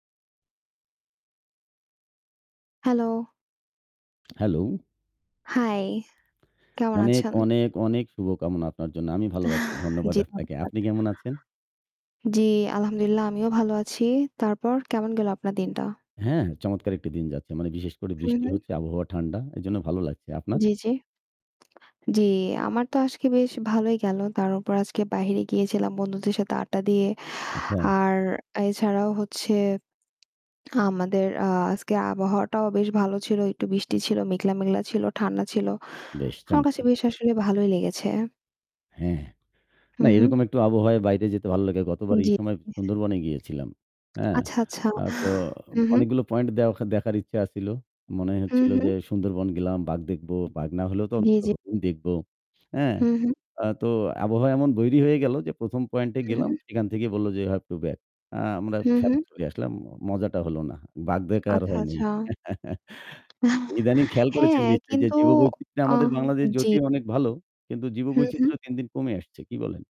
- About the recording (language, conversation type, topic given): Bengali, unstructured, বন্যপ্রাণী ধ্বংস হলে আমাদের পরিবেশ কীভাবে ক্ষতিগ্রস্ত হয়?
- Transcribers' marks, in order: static; tapping; chuckle; distorted speech; "আজকে" said as "আসকে"; other background noise; chuckle; in English: "you have to back"; chuckle